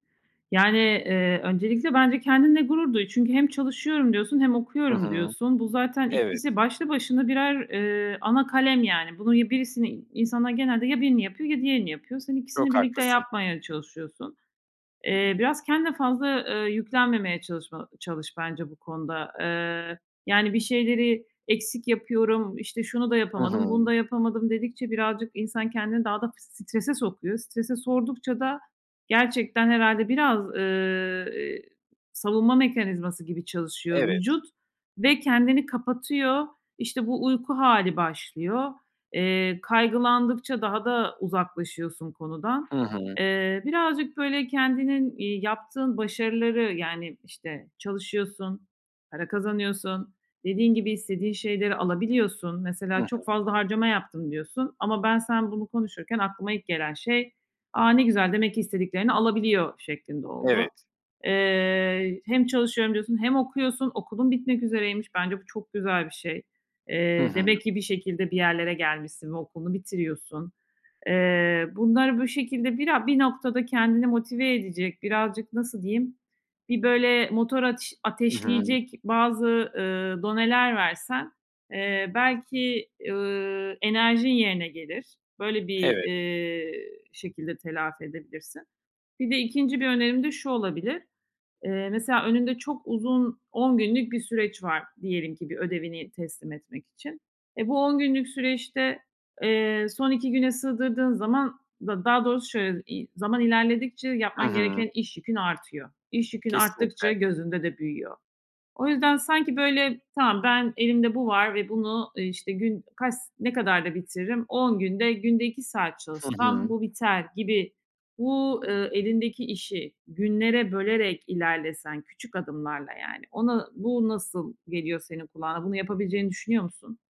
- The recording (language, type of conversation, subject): Turkish, advice, Sürekli erteleme yüzünden hedeflerime neden ulaşamıyorum?
- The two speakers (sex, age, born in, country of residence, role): female, 40-44, Turkey, Hungary, advisor; male, 20-24, Turkey, Poland, user
- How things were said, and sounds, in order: "soktukça" said as "sordukça"; other background noise